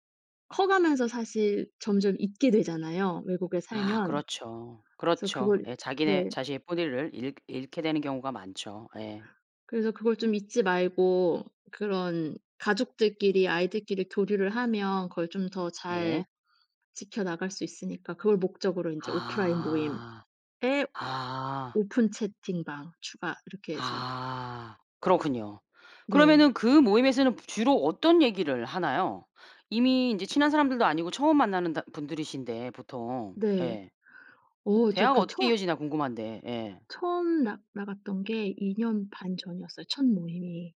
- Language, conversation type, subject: Korean, podcast, SNS는 사람들 간의 연결에 어떤 영향을 준다고 보시나요?
- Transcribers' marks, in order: none